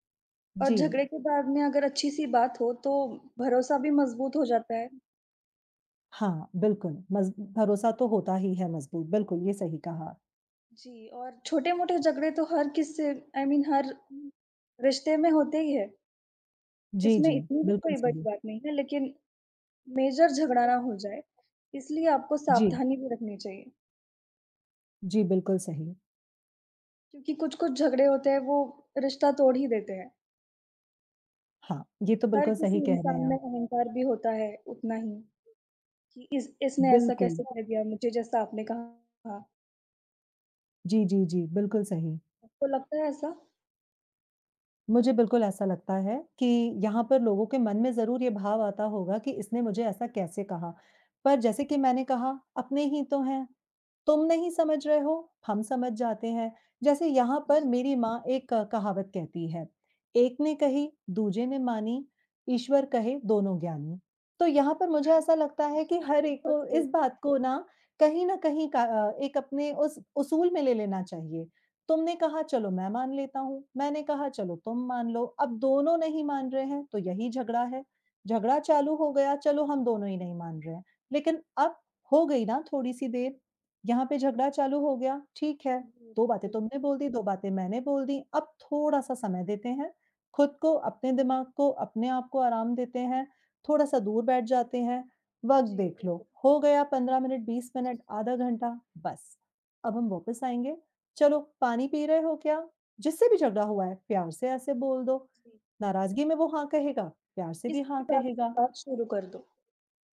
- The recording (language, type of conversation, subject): Hindi, unstructured, क्या झगड़े के बाद प्यार बढ़ सकता है, और आपका अनुभव क्या कहता है?
- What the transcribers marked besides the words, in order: other background noise; in English: "आई मीन"; in English: "मेजर"; other noise